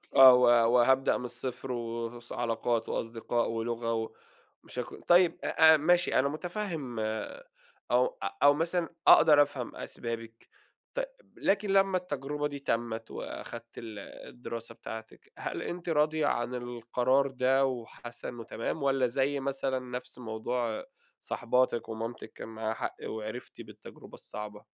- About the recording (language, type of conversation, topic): Arabic, podcast, إزاي توازن بين احترام العيلة وحقك في الاختيار؟
- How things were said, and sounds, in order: none